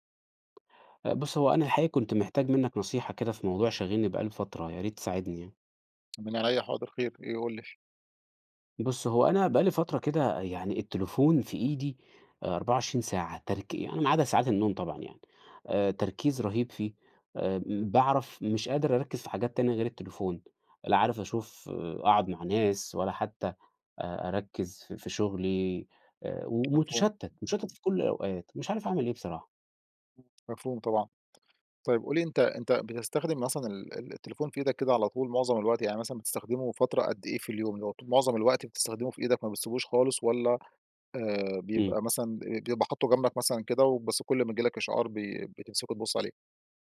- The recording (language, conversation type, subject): Arabic, advice, ازاي أقدر أركز لما إشعارات الموبايل بتشتتني؟
- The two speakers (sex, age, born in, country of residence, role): male, 30-34, Egypt, Portugal, user; male, 35-39, Egypt, Egypt, advisor
- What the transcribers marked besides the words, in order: tapping